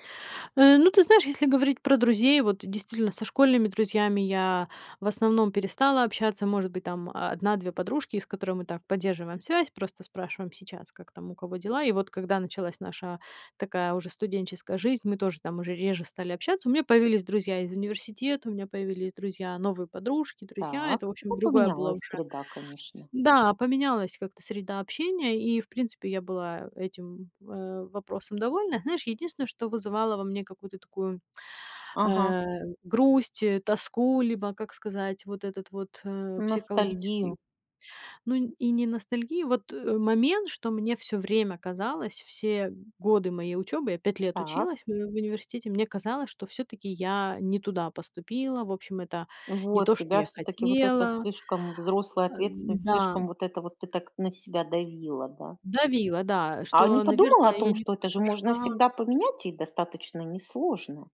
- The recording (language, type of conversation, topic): Russian, podcast, Когда ты впервые почувствовал(а) взрослую ответственность?
- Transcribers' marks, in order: none